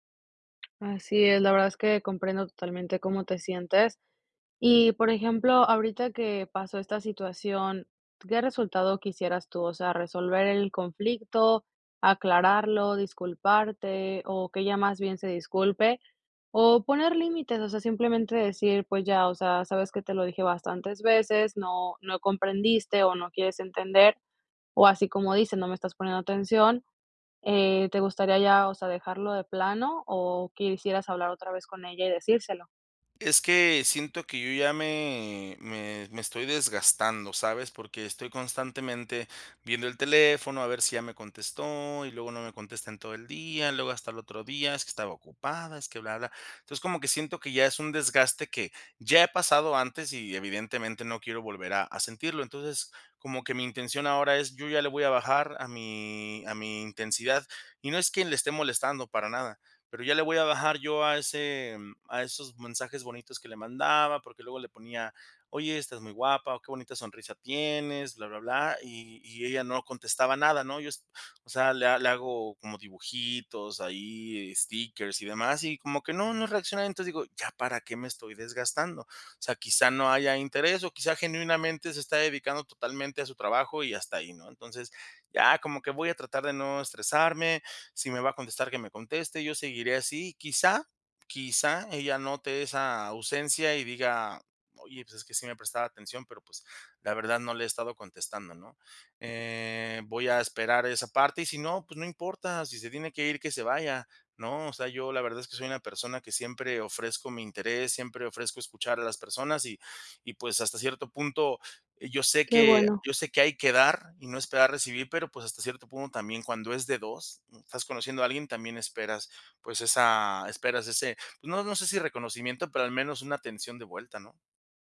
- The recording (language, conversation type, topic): Spanish, advice, ¿Puedes contarme sobre un malentendido por mensajes de texto que se salió de control?
- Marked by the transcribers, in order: tapping; other background noise